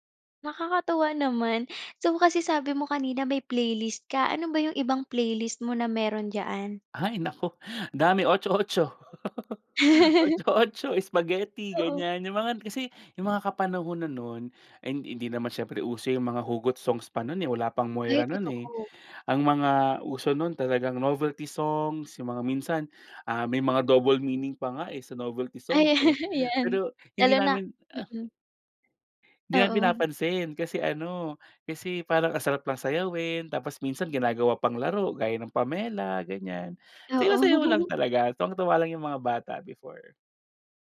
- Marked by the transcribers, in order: "diyan" said as "diyaan"; laughing while speaking: "otso-otso. Otso-otso, spaghetti ganyan"; laugh; in English: "novelty songs"; in English: "novelty song"; laugh; giggle
- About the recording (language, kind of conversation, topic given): Filipino, podcast, May kanta ka bang may koneksyon sa isang mahalagang alaala?